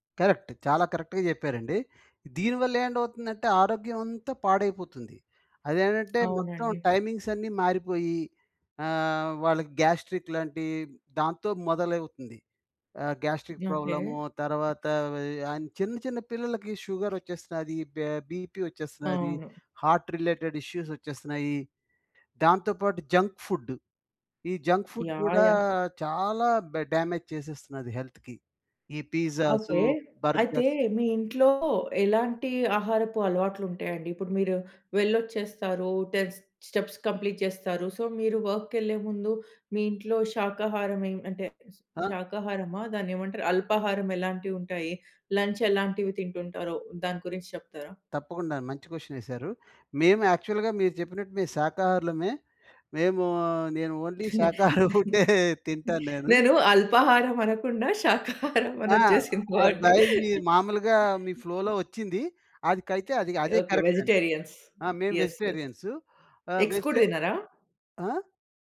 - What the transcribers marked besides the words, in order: in English: "కరెక్ట్"; in English: "కరెక్ట్‌గా"; in English: "టైమింగ్స్"; in English: "గ్యాస్ట్రిక్"; in English: "గ్యాస్ట్రిక్"; tapping; in English: "బే బీపీ"; in English: "హార్ట్ రిలేటెడ్ ఇష్యూస్"; in English: "జంక్ ఫుడ్"; in English: "జంక్ ఫుడ్"; in English: "డామేజ్"; in English: "హెల్త్‌కి"; in English: "బర్గర్స్"; in English: "టెన్ స్టెప్స్ కంప్లీట్"; in English: "సో"; in English: "వర్క్‌కి"; in English: "లంచ్"; in English: "యాక్చువల్‌గా"; in English: "ఓన్లీ"; laughing while speaking: "నేను అల్పాహారం అనకుండా, శాకాహారం అని వచ్చేసింది అండి"; laughing while speaking: "శాకాహారం ఫుడ్డే తింటాను నేను"; in English: "ఫ్లోలో"; other background noise; in English: "వెజిటేరియన్స్. యెస్, యెస్. ఎగ్స్"; in English: "కరెక్ట్"
- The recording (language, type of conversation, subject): Telugu, podcast, రోజూ ఏ అలవాట్లు మానసిక ధైర్యాన్ని పెంచడంలో సహాయపడతాయి?